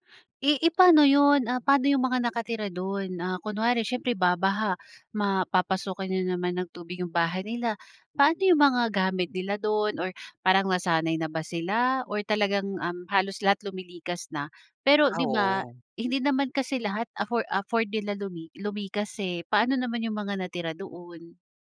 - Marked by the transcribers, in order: none
- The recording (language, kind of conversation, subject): Filipino, podcast, Anong mga aral ang itinuro ng bagyo sa komunidad mo?